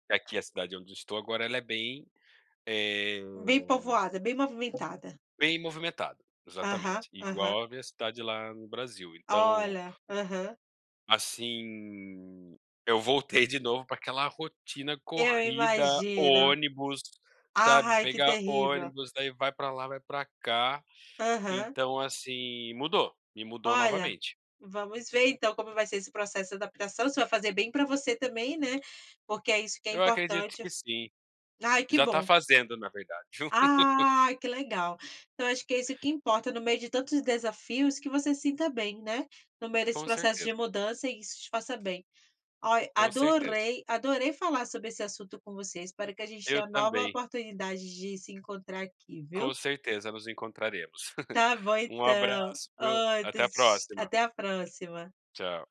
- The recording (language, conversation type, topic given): Portuguese, unstructured, Como você acha que as viagens mudam a gente?
- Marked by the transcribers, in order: tapping; drawn out: "Assim"; drawn out: "Ai"; laugh; laugh